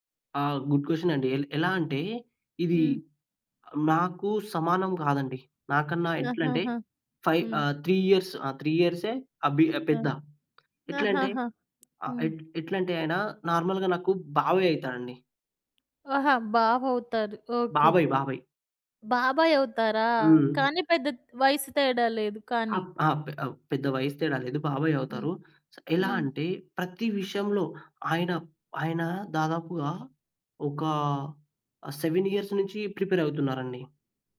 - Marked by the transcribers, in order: in English: "గుడ్ క్వెషన్"; in English: "ఫైవ్"; in English: "త్రీ ఇయర్స్"; in English: "త్రీ"; tapping; in English: "నార్మల్‌గా"; in English: "బాబాయ్"; other background noise; in English: "సెవెన్ ఇయర్స్"; in English: "ప్రిపేర్"
- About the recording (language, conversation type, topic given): Telugu, podcast, మీ జీవితంలో మర్చిపోలేని వ్యక్తి గురించి చెప్పగలరా?